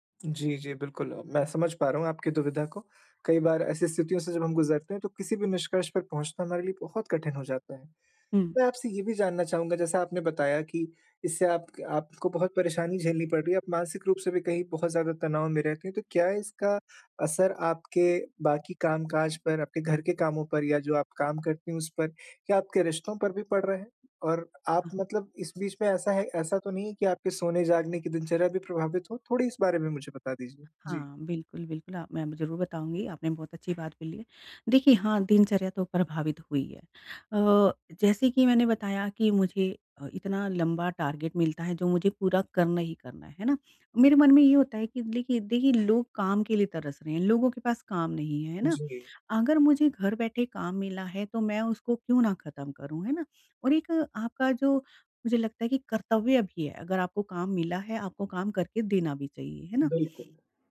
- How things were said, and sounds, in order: in English: "टारगेट"
- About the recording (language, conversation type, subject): Hindi, advice, मैं कैसे तय करूँ कि मुझे मदद की ज़रूरत है—यह थकान है या बर्नआउट?